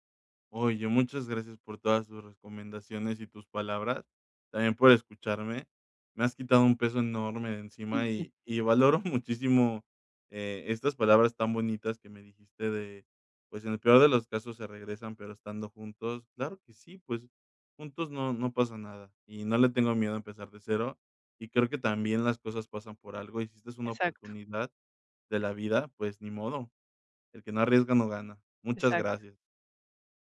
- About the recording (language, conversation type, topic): Spanish, advice, ¿Cómo puedo equilibrar el riesgo y la oportunidad al decidir cambiar de trabajo?
- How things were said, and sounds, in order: none